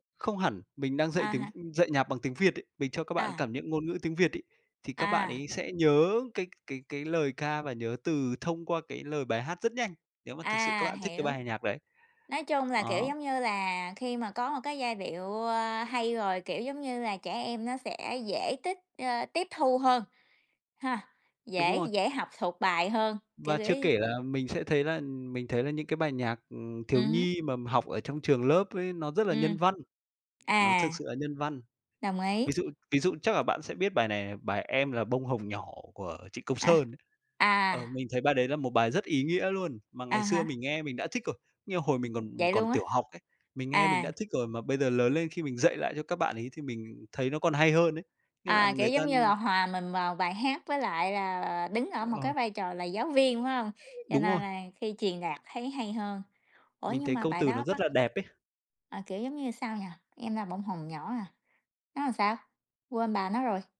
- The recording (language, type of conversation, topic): Vietnamese, unstructured, Bạn nghĩ âm nhạc đóng vai trò như thế nào trong cuộc sống hằng ngày?
- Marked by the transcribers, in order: tapping; other background noise; other noise